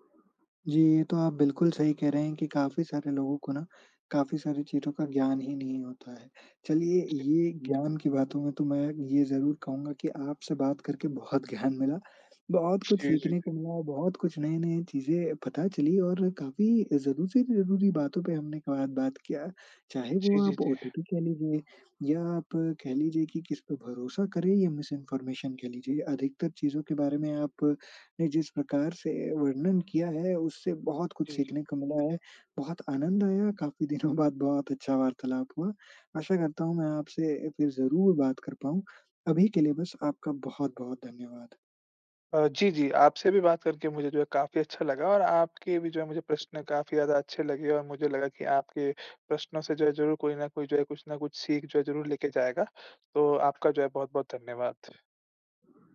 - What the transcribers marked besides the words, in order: laughing while speaking: "ज्ञान"; other background noise; in English: "ओटीपी"; in English: "मिसइन्फॉर्मेशन"; laughing while speaking: "दिनों बाद"
- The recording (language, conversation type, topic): Hindi, podcast, ऑनलाइन और सोशल मीडिया पर भरोसा कैसे परखा जाए?